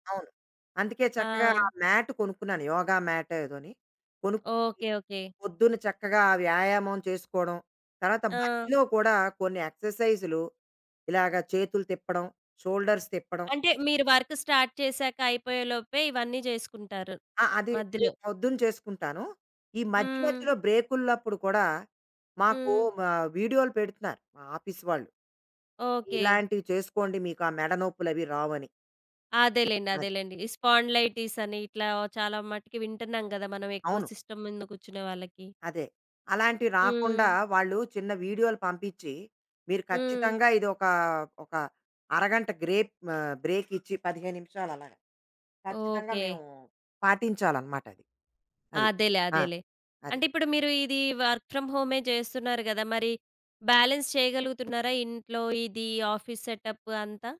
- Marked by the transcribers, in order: in English: "మ్యాట్"; in English: "షోల్డర్స్"; in English: "వర్క్ స్టార్ట్"; in English: "ఆఫీస్"; in English: "స్పాండిలైటిస్"; in English: "సిస్టమ్"; in English: "గ్రేప్"; other background noise; in English: "వర్క్ ఫ్రమ్"; in English: "బ్యాలెన్స్"; in English: "ఆఫీస్"
- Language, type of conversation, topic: Telugu, podcast, ఒక చిన్న అపార్ట్‌మెంట్‌లో హోమ్ ఆఫీస్‌ను ఎలా ప్రయోజనకరంగా ఏర్పాటు చేసుకోవచ్చు?